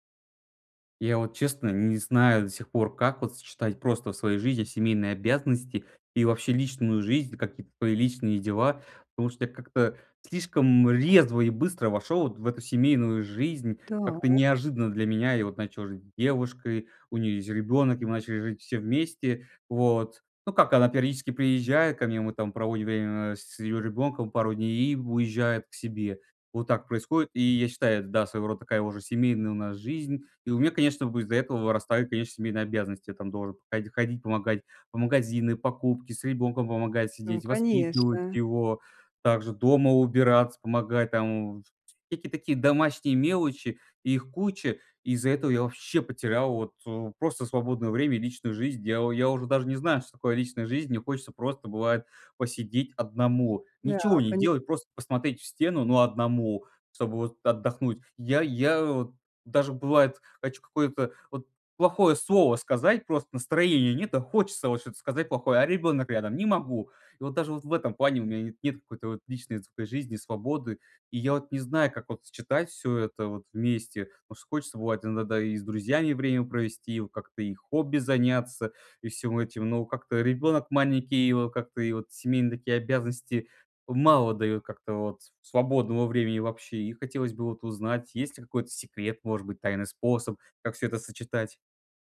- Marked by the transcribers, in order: other background noise; stressed: "вообще"; "Потому что" said as "мушта"
- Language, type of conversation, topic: Russian, advice, Как мне сочетать семейные обязанности с личной жизнью и не чувствовать вины?